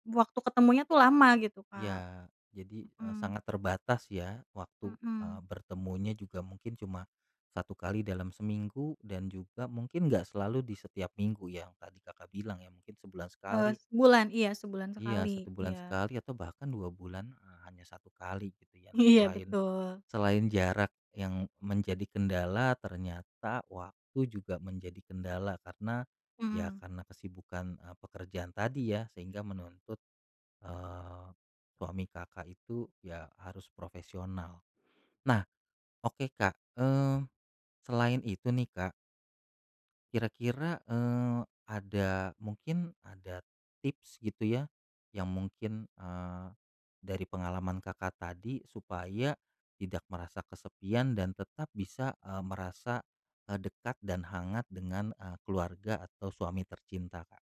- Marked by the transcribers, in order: none
- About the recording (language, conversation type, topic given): Indonesian, podcast, Bisakah kamu menceritakan pengalaman saat kamu merasa kesepian?